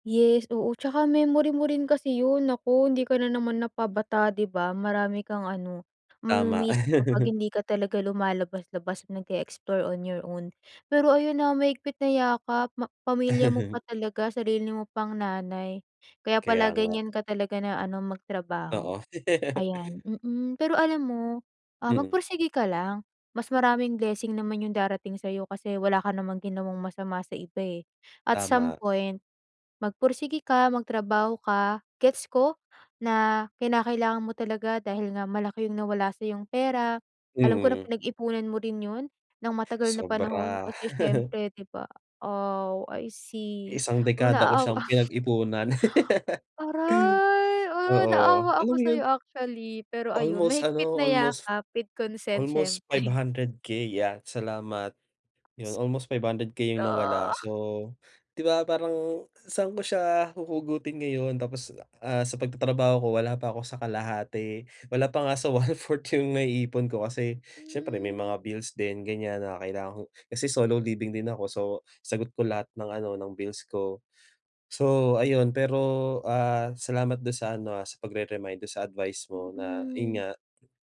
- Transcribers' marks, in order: chuckle; laugh; laugh; tapping; chuckle; sad: "naaawa"; gasp; drawn out: "Aray!"; stressed: "Aray!"; laugh; laughing while speaking: "one fourth one fourth"
- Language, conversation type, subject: Filipino, advice, Paano ko mahahanap ang kahulugan sa araw-araw na gawain ko?